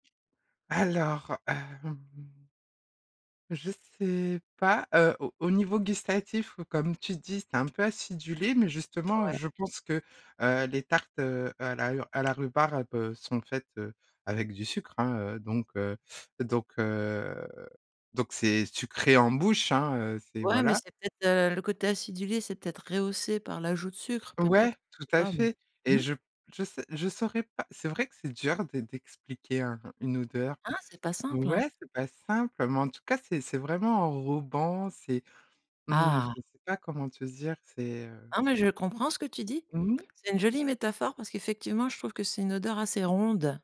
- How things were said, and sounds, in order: none
- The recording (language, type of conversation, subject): French, podcast, Quelle odeur de nourriture te ramène instantanément à un souvenir ?